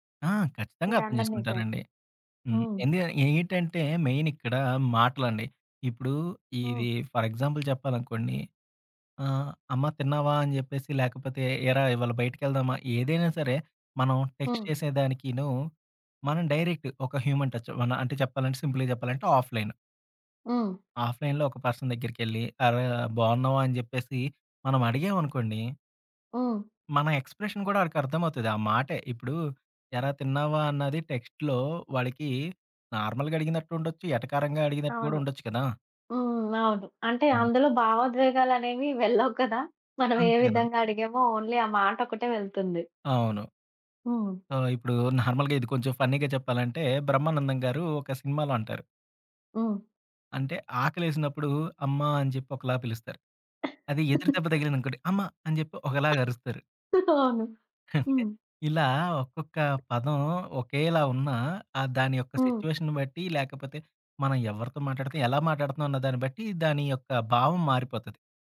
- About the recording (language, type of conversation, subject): Telugu, podcast, ఆన్‌లైన్, ఆఫ్‌లైన్ మధ్య సమతుల్యం సాధించడానికి సులభ మార్గాలు ఏవిటి?
- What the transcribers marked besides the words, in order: in English: "మెయిన్"; in English: "ఫర్ ఎగ్జాంపుల్"; in English: "టెక్స్ట్"; in English: "డైరెక్ట్"; in English: "హ్యూమన్ టచ్ వన్"; in English: "సింపుల్‌గా"; in English: "ఆఫ్‌లైన్‌లో"; in English: "ఎక్స్‌ప్రెషన్"; in English: "టెక్స్ట్‌లో"; in English: "నార్మల్‌గా"; laughing while speaking: "వెళ్ళవు కదా! మనం ఏ విధంగా అడిగామో"; in English: "ఓన్లీ"; in English: "సో"; chuckle; in English: "నార్మల్‌గా"; in English: "ఫన్నీగా"; chuckle; tapping; laughing while speaking: "అవును"; scoff